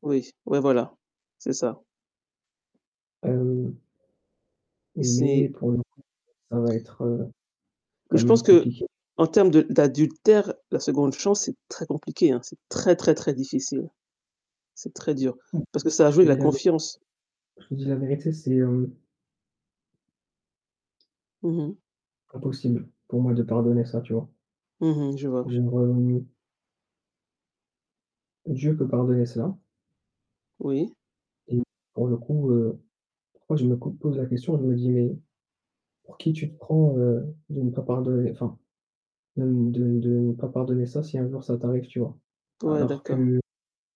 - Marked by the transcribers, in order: static; tapping; distorted speech; other background noise; unintelligible speech
- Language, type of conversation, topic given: French, unstructured, Crois-tu que tout le monde mérite une seconde chance ?